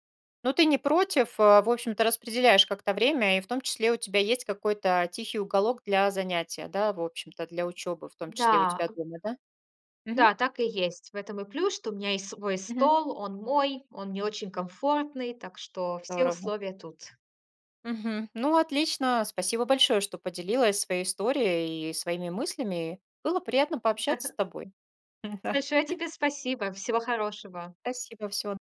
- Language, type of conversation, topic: Russian, podcast, Расскажи о случае, когда тебе пришлось заново учиться чему‑то?
- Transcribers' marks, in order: other background noise; chuckle; chuckle